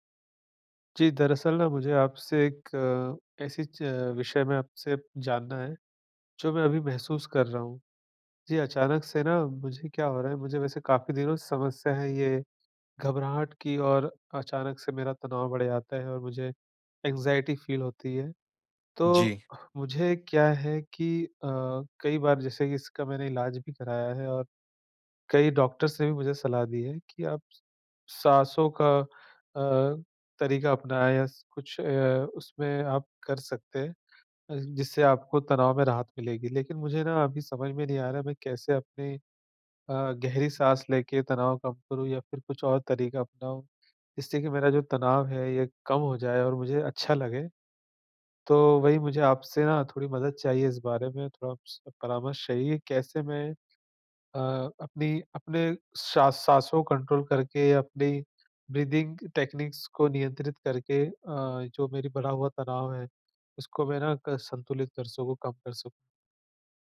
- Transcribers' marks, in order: in English: "एंग्ज़ायटी फ़ील"; in English: "डॉक्टर्स"; in English: "कंट्रोल"; in English: "ब्रीदिंग टेक्नीक्स"
- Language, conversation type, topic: Hindi, advice, मैं गहरी साँसें लेकर तुरंत तनाव कैसे कम करूँ?